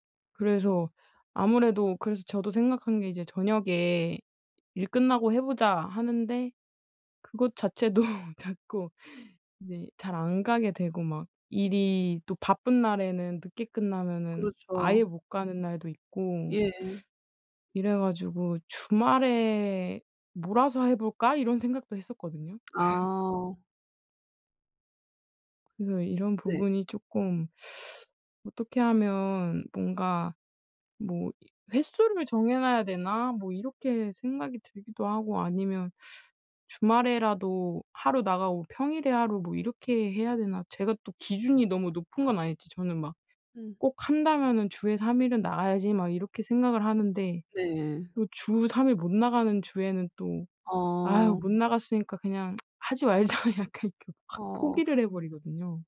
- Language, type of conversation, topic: Korean, advice, 시간 관리를 하면서 일과 취미를 어떻게 잘 병행할 수 있을까요?
- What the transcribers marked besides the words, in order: laughing while speaking: "자체도 자꾸"; laugh; teeth sucking; other background noise; teeth sucking; tsk; laughing while speaking: "말자.' 약간 이렇게"